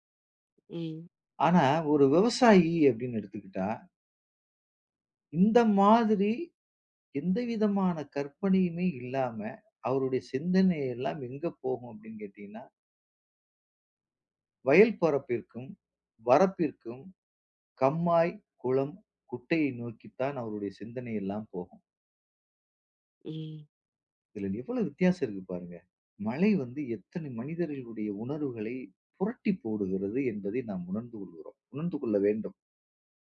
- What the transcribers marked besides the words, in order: surprised: "இதுல எவ்வளவு வித்தியாசம் இருக்கு பாருங்க! … நாம் உணர்ந்து கொள்கிறோம்"
- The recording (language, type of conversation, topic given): Tamil, podcast, மழை பூமியைத் தழுவும் போது உங்களுக்கு எந்த நினைவுகள் எழுகின்றன?